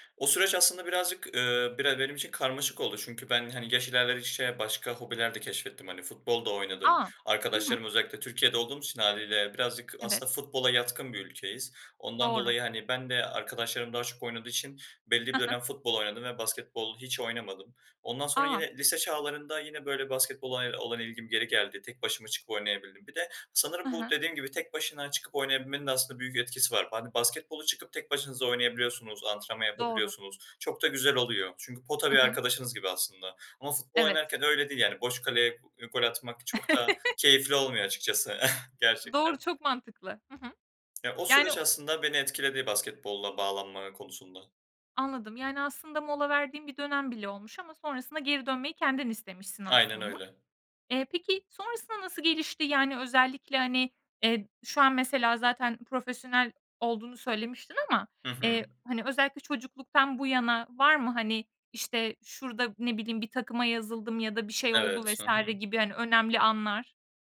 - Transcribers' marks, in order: chuckle; laughing while speaking: "açıkçası"; tapping
- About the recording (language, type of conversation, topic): Turkish, podcast, Hobiniz sizi kişisel olarak nasıl değiştirdi?